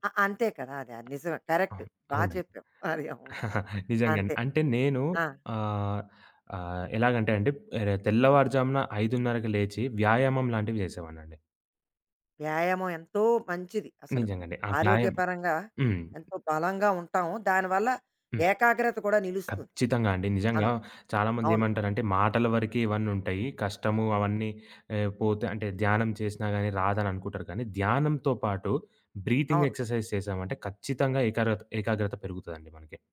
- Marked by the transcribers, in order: other background noise; giggle; in English: "బ్రీతింగ్ ఎక్సర్సైజ్"
- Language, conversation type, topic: Telugu, podcast, థెరపీ గురించి మీ అభిప్రాయం ఏమిటి?